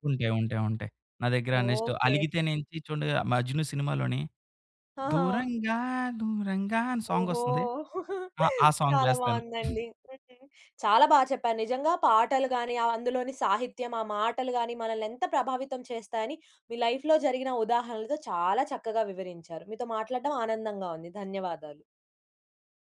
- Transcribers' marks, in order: in English: "నెక్స్ట్"; singing: "దూరంగా దూరంగా"; laughing while speaking: "చాలా బావుందండి"; in English: "సాంగ్"; chuckle; in English: "లైఫ్‌లో"
- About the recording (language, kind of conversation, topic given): Telugu, podcast, పాటల మాటలు మీకు ఎంతగా ప్రభావం చూపిస్తాయి?